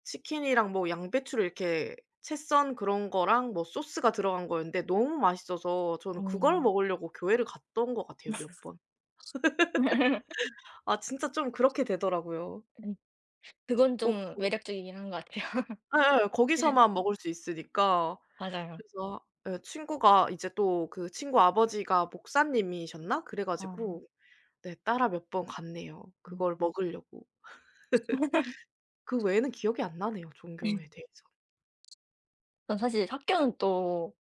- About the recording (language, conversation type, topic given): Korean, unstructured, 종교 때문에 가족이나 친구와 다툰 적이 있나요?
- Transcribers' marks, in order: other background noise; laugh; laughing while speaking: "네"; laugh; laughing while speaking: "같아요"; laugh; laugh